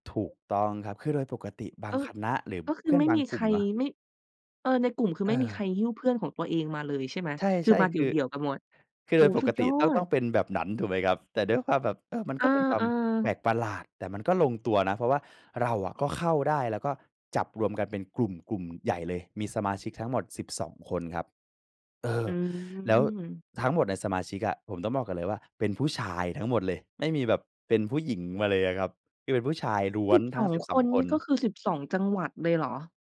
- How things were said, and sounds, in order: none
- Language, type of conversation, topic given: Thai, podcast, เล่าเกี่ยวกับประสบการณ์แคมป์ปิ้งที่ประทับใจหน่อย?